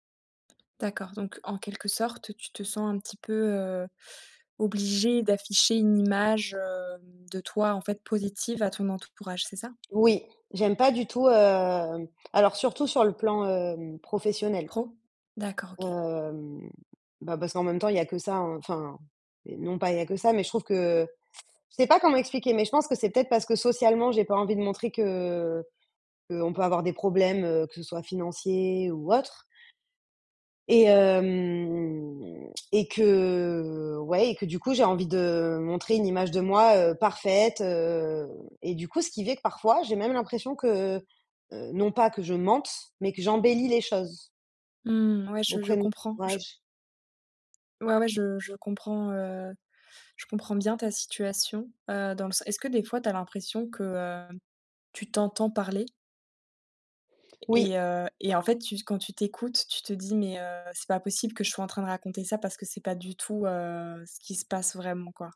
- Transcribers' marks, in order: stressed: "obligée"; tapping; other noise; drawn out: "hem"; drawn out: "que"
- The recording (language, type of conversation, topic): French, advice, Pourquoi ai-je l’impression de devoir afficher une vie parfaite en public ?